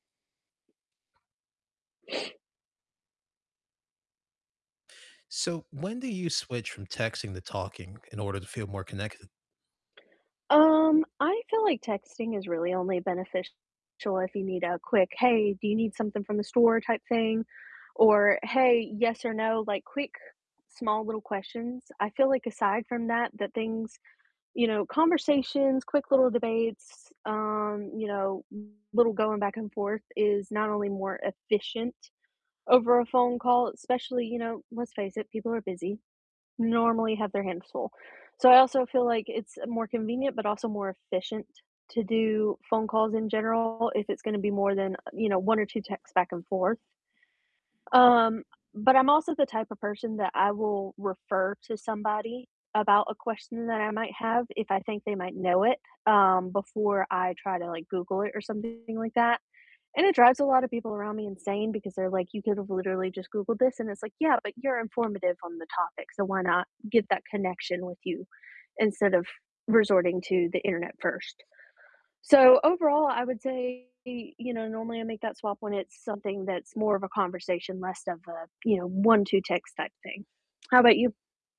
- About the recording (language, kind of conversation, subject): English, unstructured, When do you switch from texting to talking to feel more connected?
- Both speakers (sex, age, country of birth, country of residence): female, 20-24, United States, United States; male, 20-24, United States, United States
- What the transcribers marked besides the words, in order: other background noise; tapping; distorted speech; static